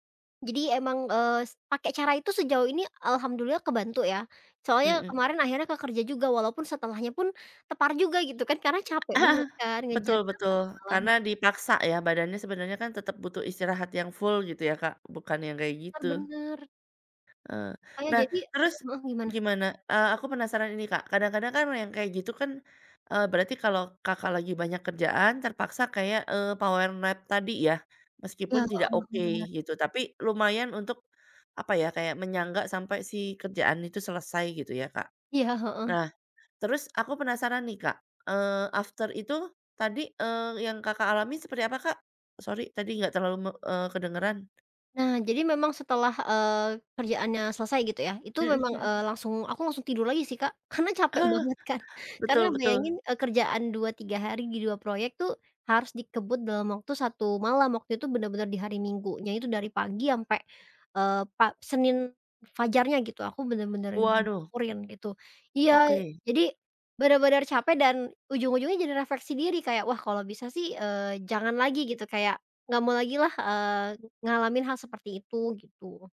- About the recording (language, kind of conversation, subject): Indonesian, podcast, Gimana cara kamu mengatur waktu supaya stres kerja tidak menumpuk?
- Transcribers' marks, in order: tapping; in English: "full"; in English: "power nap"; in English: "after"; chuckle; other background noise